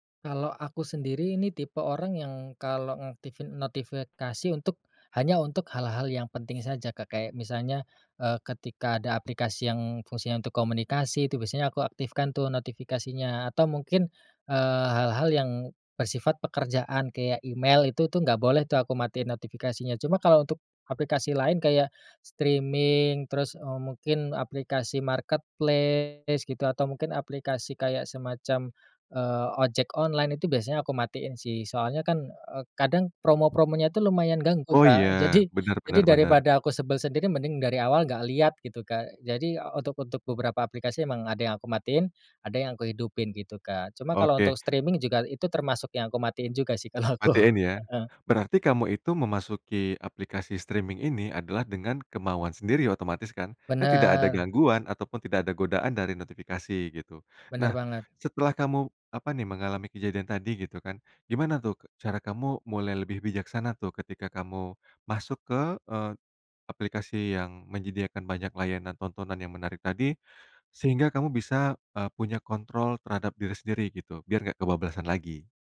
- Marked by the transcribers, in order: in English: "streaming"; in English: "marketplace"; in English: "online"; in English: "streaming"; laughing while speaking: "kalau aku"; in English: "streaming"
- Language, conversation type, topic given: Indonesian, podcast, Pernah nggak aplikasi bikin kamu malah nunda kerja?